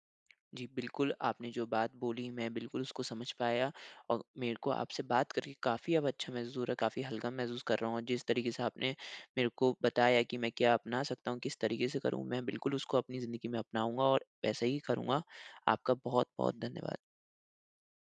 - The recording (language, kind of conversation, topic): Hindi, advice, मैं आलोचना के दौरान शांत रहकर उससे कैसे सीख सकता/सकती हूँ और आगे कैसे बढ़ सकता/सकती हूँ?
- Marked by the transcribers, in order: none